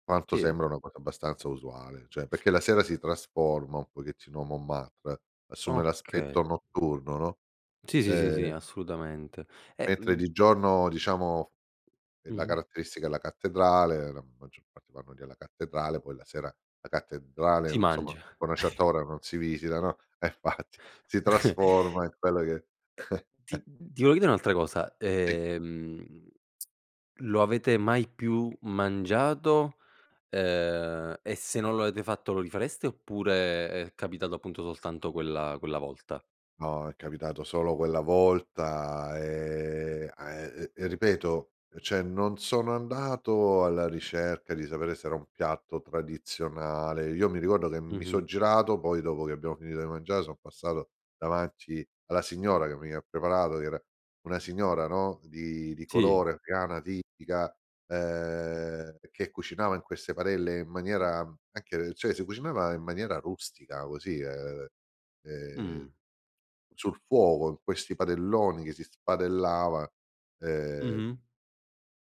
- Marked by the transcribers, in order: other background noise; "cioè" said as "ceh"; tapping; chuckle; chuckle; laughing while speaking: "infatti"; chuckle; unintelligible speech; lip smack; "cioè" said as "ceh"; "cioè" said as "ceh"
- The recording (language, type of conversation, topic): Italian, podcast, Qual è il miglior cibo di strada che hai provato?